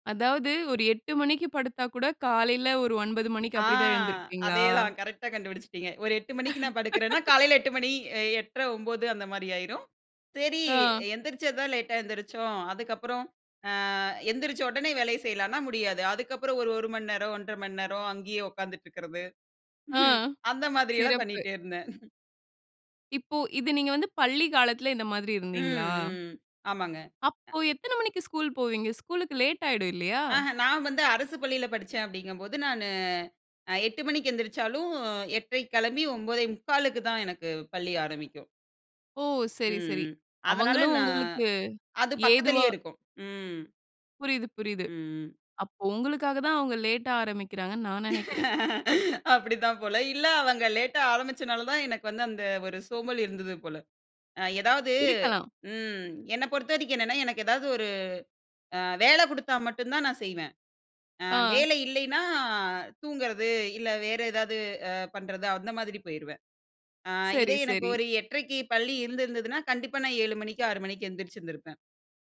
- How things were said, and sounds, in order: tapping; drawn out: "ஆ"; laughing while speaking: "அதேதான் கரெக்ட்டா கண்டுபிடிச்சிட்டீங்க"; in English: "கரெக்ட்டா"; laugh; in English: "லேட்டா"; laughing while speaking: "அங்கயே உட்கார்ந்துட்டு இருக்குறது. அந்த மாதிரி எல்லாம் பண்ணிட்டே இருந்தேன்"; in English: "லேட்டா"; laughing while speaking: "அப்டி தான் போல"; in English: "லேட்டா"
- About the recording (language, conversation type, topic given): Tamil, podcast, ஒரு சிறிய மாற்றம் நீண்ட காலத்தில் எவ்வாறு பெரிய மாற்றமாக மாறியது?